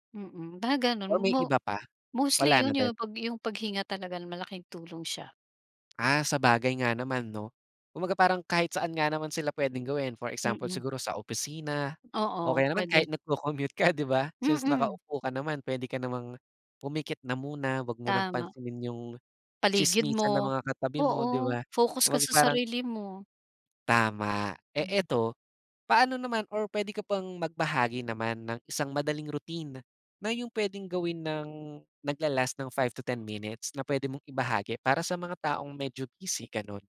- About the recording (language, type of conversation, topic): Filipino, podcast, Ano-ano ang mga simpleng paraan ng pag-aalaga sa sarili?
- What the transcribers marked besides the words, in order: none